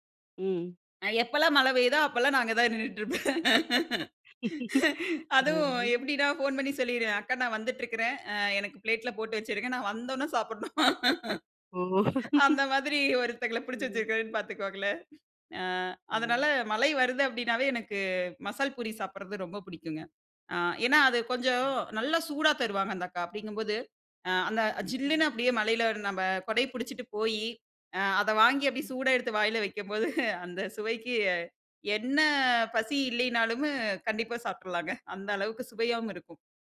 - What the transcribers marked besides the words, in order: laughing while speaking: "நான் அங்க தான் நின்னுட்டு இருப்பேன்"; chuckle; drawn out: "ம்"; chuckle; chuckle; other background noise; laughing while speaking: "அந்த மாதிரி ஒருத்தவங்கள பிடிச்சி வச்சிருக்கேன்னு பாத்துக்கோங்களேன்"; tapping; laughing while speaking: "அந்த சுவைக்கு"
- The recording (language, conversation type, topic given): Tamil, podcast, பசியா அல்லது உணவுக்கான ஆசையா என்பதை எப்படி உணர்வது?